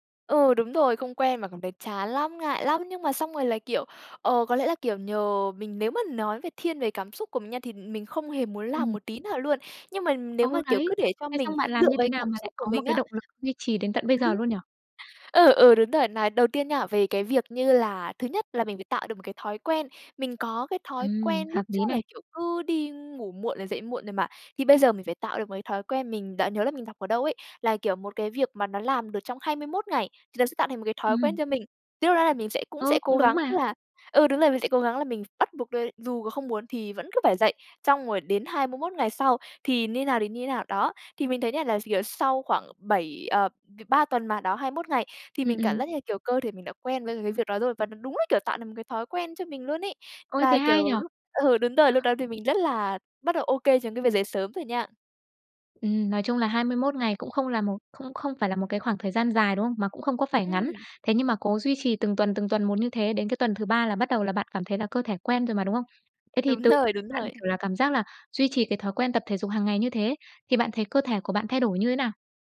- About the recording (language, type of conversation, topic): Vietnamese, podcast, Bạn duy trì việc tập thể dục thường xuyên bằng cách nào?
- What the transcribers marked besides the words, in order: tapping; laugh; other background noise; laughing while speaking: "Đúng rồi"